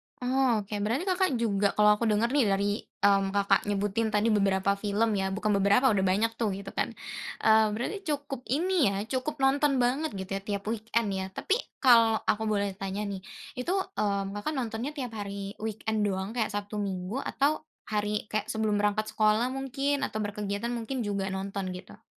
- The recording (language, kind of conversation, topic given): Indonesian, podcast, Acara TV masa kecil apa yang paling kamu rindukan?
- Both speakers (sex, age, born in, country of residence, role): female, 20-24, Indonesia, Indonesia, host; male, 30-34, Indonesia, Indonesia, guest
- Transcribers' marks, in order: in English: "weekend"; in English: "weekend"